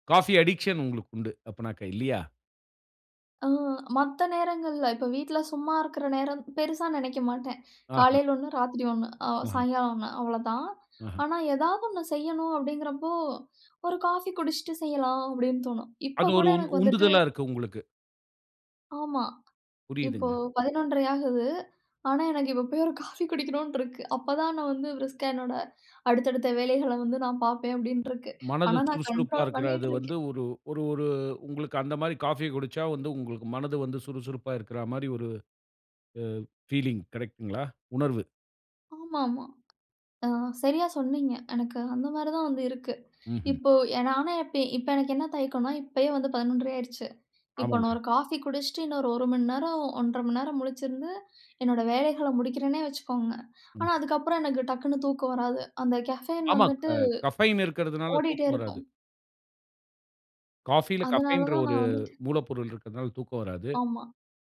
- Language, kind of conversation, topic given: Tamil, podcast, தேர்வு பயம் வந்தபோது மனஅழுத்தம் குறைய நீங்கள் என்ன செய்தீர்கள்?
- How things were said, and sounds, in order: in English: "அடிக்ஷன்"; laughing while speaking: "காஃபி குடிக்கணுன்று இருக்கு"; in English: "ப்ரிஸ்கா"; in English: "கண்ட்ரோல்"; in English: "பீலிங்"; other noise; in English: "கேஃபேயின்"; in English: "கஃபைன்"; in English: "கஃபைன்ற"